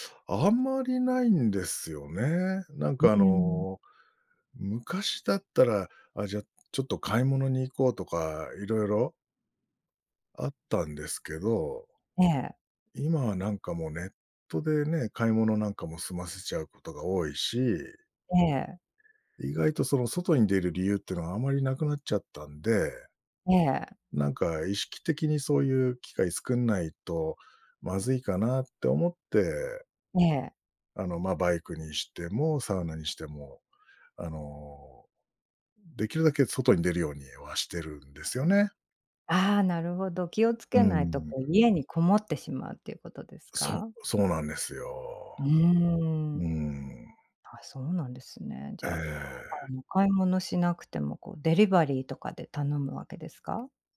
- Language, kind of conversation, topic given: Japanese, podcast, 休みの日はどんな風にリセットしてる？
- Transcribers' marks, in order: none